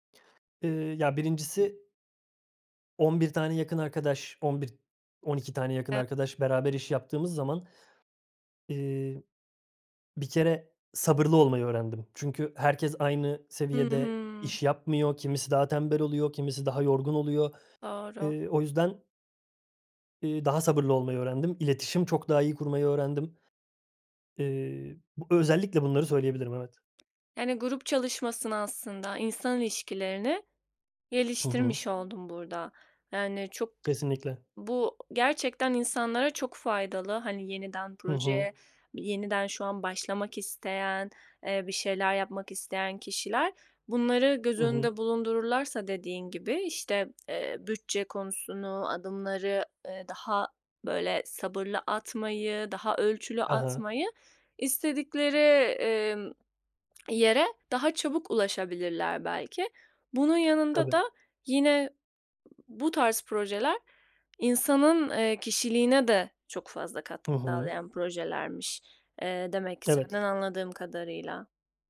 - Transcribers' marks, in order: other background noise; lip smack
- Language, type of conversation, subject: Turkish, podcast, En sevdiğin yaratıcı projen neydi ve hikâyesini anlatır mısın?